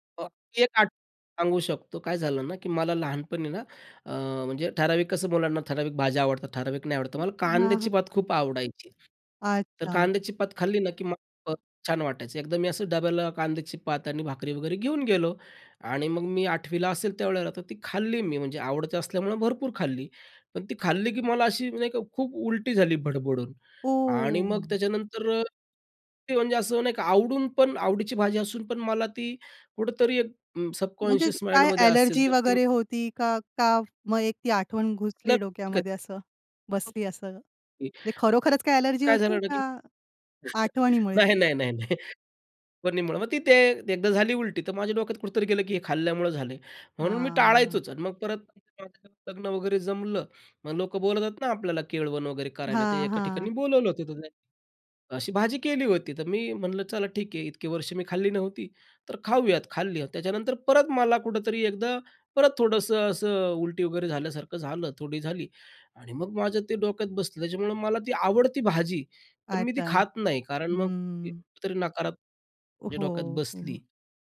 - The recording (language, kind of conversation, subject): Marathi, podcast, कुठल्या अन्नांमध्ये आठवणी जागवण्याची ताकद असते?
- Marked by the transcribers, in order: other noise; tapping; drawn out: "ओ!"; in English: "सबकॉन्शस माइंड"; in English: "अ‍ॅलर्जी"; unintelligible speech; unintelligible speech; chuckle; in English: "अ‍ॅलर्जी"; drawn out: "हां"; unintelligible speech; unintelligible speech; other background noise